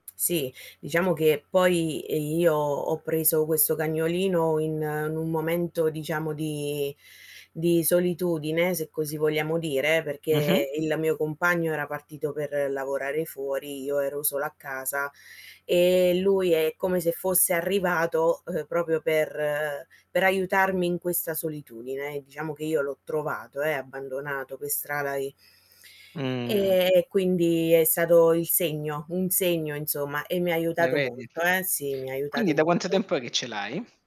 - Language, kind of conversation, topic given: Italian, unstructured, Quali sono i benefici di avere un animale domestico in casa?
- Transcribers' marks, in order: fan; other background noise; drawn out: "Mh"